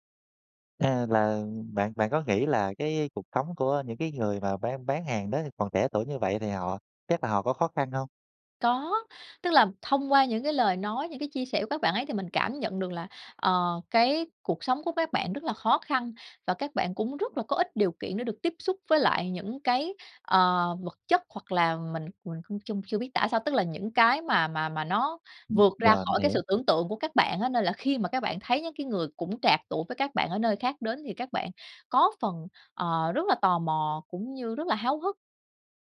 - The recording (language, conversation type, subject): Vietnamese, podcast, Bạn có thể kể về một chuyến đi đã khiến bạn thay đổi rõ rệt nhất không?
- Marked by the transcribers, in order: other background noise; tapping